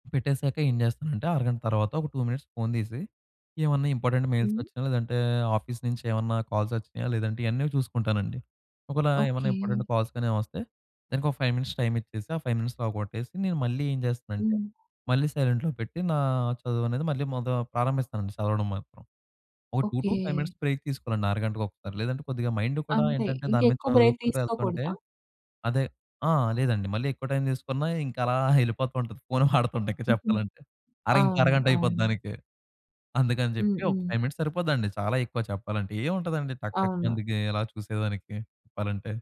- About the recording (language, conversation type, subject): Telugu, podcast, మీరు పని–వ్యక్తిగత జీవితం సమతుల్యత కోసం ఎలాంటి డిజిటల్ నియమాలు పాటిస్తున్నారు?
- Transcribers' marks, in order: in English: "టూ మినిట్స్"; in English: "ఇంపార్టెంట్ మెయిల్స్"; in English: "ఆఫీస్"; in English: "కాల్స్"; in English: "ఇంపార్టెంట్ కాల్స్"; in English: "ఫైవ్ మినిట్స్"; in English: "ఫైవ్ మినిట్స్‌లో"; in English: "సైలెంట్‌లో"; in English: "టూ టు ఫైవ్ మినిట్స్ బ్రేక్"; in English: "బ్రేక్"; in English: "మైండ్"; chuckle; in English: "ఫైవ్ మినిట్స్"